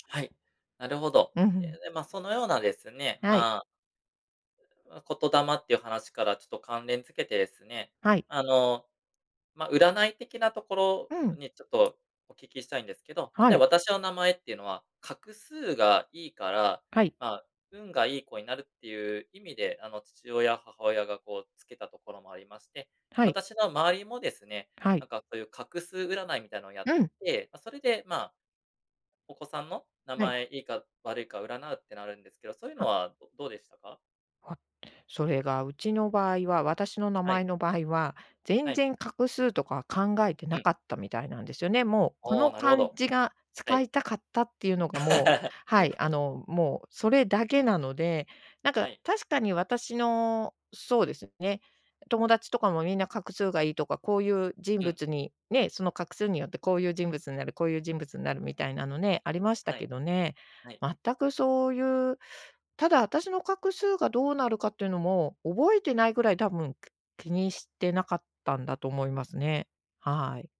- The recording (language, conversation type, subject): Japanese, podcast, 名前の由来や呼び方について教えてくれますか？
- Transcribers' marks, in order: laugh